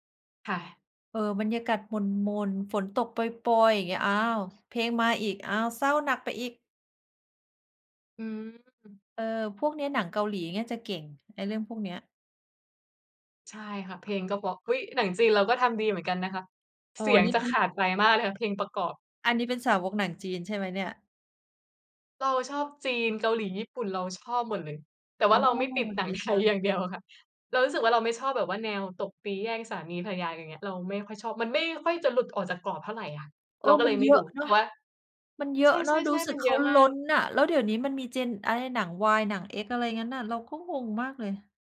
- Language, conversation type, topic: Thai, unstructured, ภาพยนตร์เรื่องไหนที่ทำให้คุณร้องไห้โดยไม่คาดคิด?
- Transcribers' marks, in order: other background noise; tapping